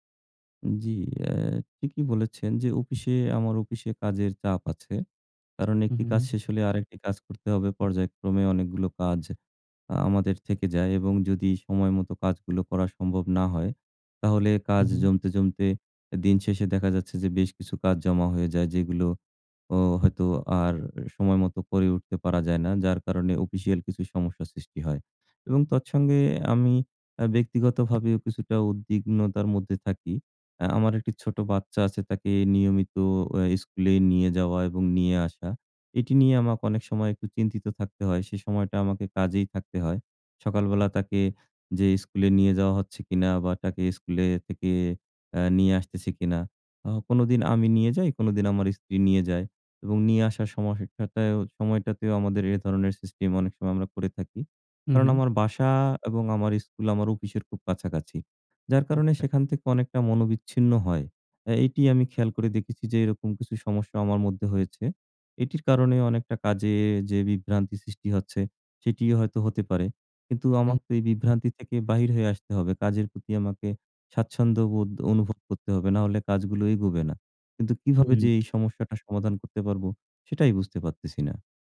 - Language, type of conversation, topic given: Bengali, advice, কাজের সময় মনোযোগ ধরে রাখতে আপনার কি বারবার বিভ্রান্তি হয়?
- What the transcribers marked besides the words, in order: tapping